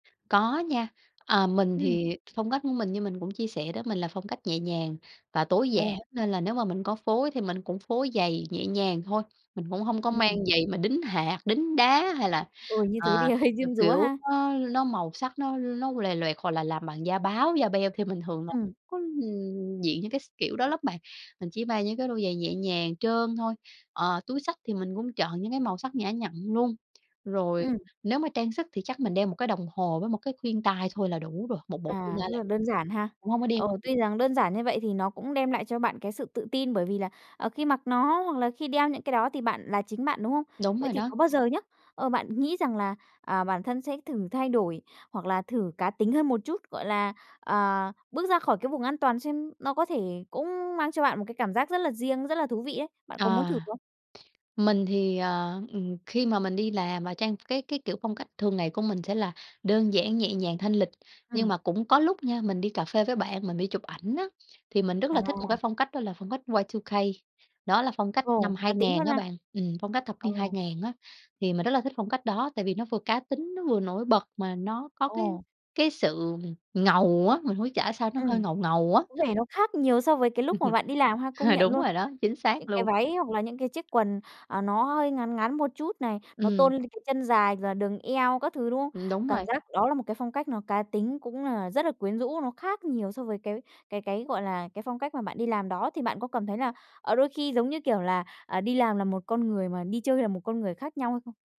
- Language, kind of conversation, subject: Vietnamese, podcast, Bạn nhớ lần nào trang phục đã khiến bạn tự tin nhất không?
- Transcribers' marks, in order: tapping; laughing while speaking: "hơi"; unintelligible speech; in English: "Y-2-K"; chuckle; laughing while speaking: "Ờ"